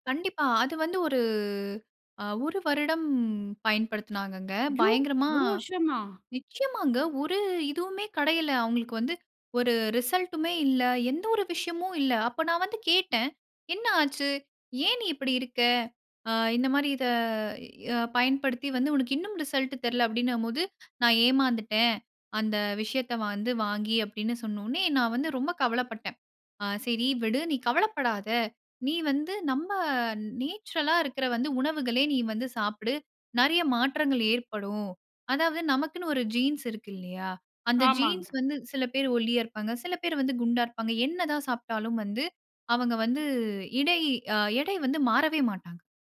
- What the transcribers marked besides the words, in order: drawn out: "ஒரு"; surprised: "ஐயோ! ஒரு வருஷமா?"; "கிடைக்கல" said as "கடையல"; in English: "ரிசல்ட்டுமே"; in English: "ரிசல்ட்டு"; trusting: "ஆ சரி விடு! நீ கவலைப்படாதே! … நிறைய மாற்றங்கள் ஏற்படும்"; in English: "நேச்சுரலா"; in English: "ஜீன்ஸ்"; in English: "ஜீன்ஸ்"
- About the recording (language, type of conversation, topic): Tamil, podcast, ஒரு உள்ளடக்க உருவாக்குநரின் மனநலத்தைப் பற்றி நாம் எவ்வளவு வரை கவலைப்பட வேண்டும்?